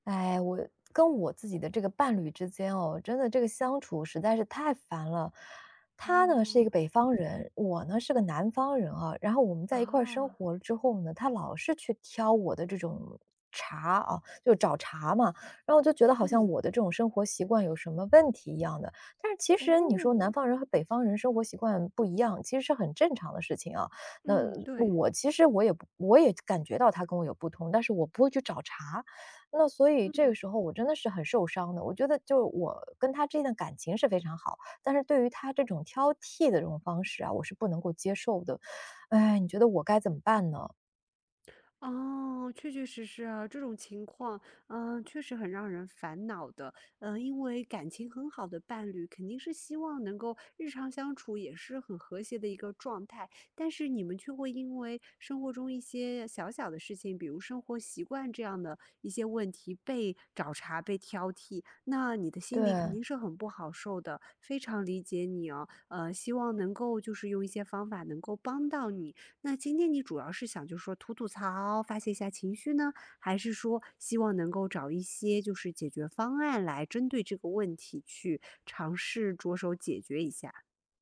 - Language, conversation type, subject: Chinese, advice, 当伴侣经常挑剔你的生活习惯让你感到受伤时，你该怎么沟通和处理？
- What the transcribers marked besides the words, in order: other background noise